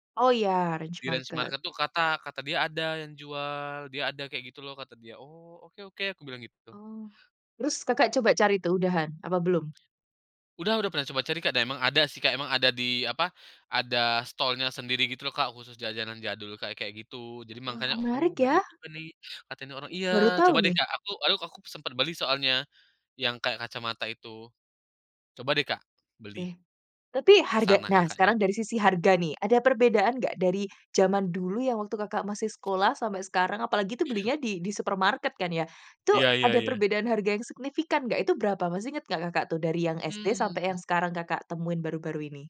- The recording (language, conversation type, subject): Indonesian, podcast, Jajanan sekolah apa yang paling kamu rindukan sekarang?
- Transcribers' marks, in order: in English: "stall-nya"; "makanya" said as "mangkanya"; other background noise